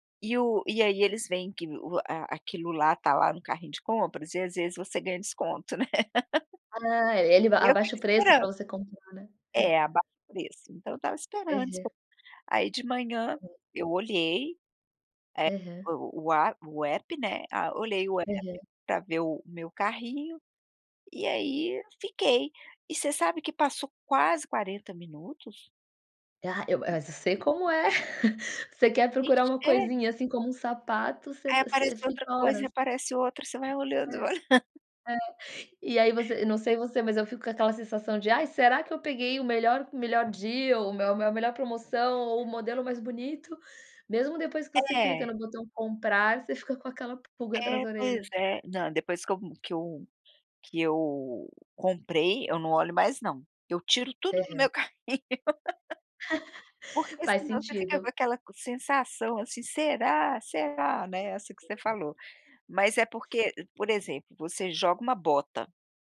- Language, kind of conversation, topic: Portuguese, podcast, Como você define um dia perfeito de descanso em casa?
- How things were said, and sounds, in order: laugh; chuckle; laugh; other background noise; tapping; laughing while speaking: "carrinho"; laugh; unintelligible speech